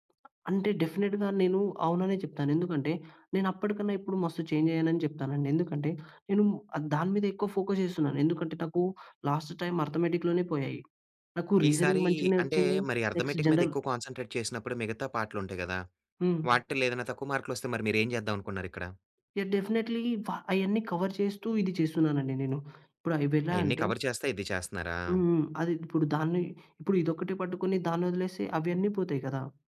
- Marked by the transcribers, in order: other background noise; in English: "డెఫినిట్‌గా"; in English: "ఛేంజ్"; in English: "ఫోకస్"; in English: "లాస్ట్ టైమ్ అర్ధమెటిక్‌లోనే"; in English: "రీజనింగ్"; in English: "అర్థమెటిక్"; in English: "నెక్స్ట్ జనరల్"; in English: "కాన్సంట్రేట్"; in English: "డెఫినెట్లీ"; in English: "కవర్"; in English: "కవర్"
- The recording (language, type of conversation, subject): Telugu, podcast, నువ్వు విఫలమైనప్పుడు నీకు నిజంగా ఏం అనిపిస్తుంది?